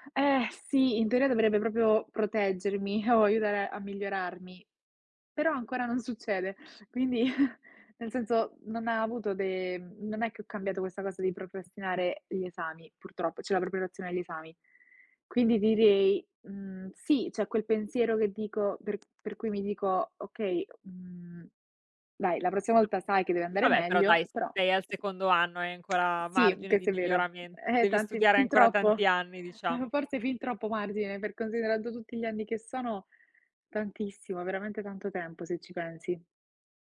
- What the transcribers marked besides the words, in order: chuckle; "cioè" said as "ceh"; tapping; tsk; "questo" said as "chesto"; laughing while speaking: "Uhm"
- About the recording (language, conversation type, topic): Italian, unstructured, Ti è mai capitato di rimandare qualcosa per paura di fallire?
- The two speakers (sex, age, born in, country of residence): female, 20-24, Italy, Italy; female, 35-39, Italy, Italy